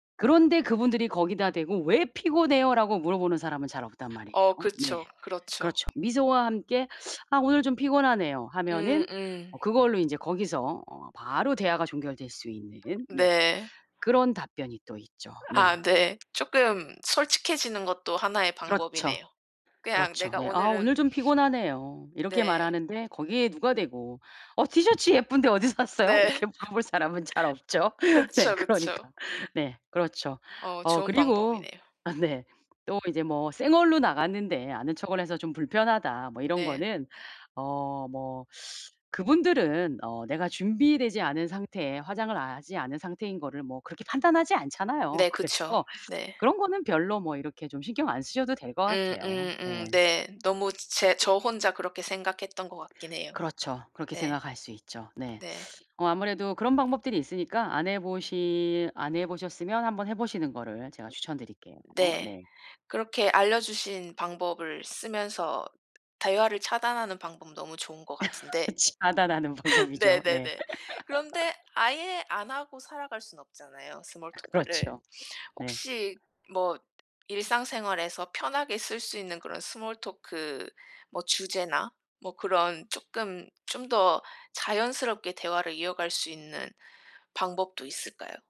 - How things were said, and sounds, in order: tapping; teeth sucking; other background noise; laughing while speaking: "어디서 샀어요? 이렇게 물어볼 사람은 잘 없죠. 네, 그러니까"; laughing while speaking: "어 네"; laugh; teeth sucking; laughing while speaking: "그래서"; teeth sucking; laugh; laughing while speaking: "차단하는 방법이죠"; laugh; in English: "small talk"; laughing while speaking: "그렇죠"; in English: "small talk"
- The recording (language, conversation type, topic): Korean, advice, 어색하지 않게 자연스럽게 대화를 시작하려면 어떻게 해야 하나요?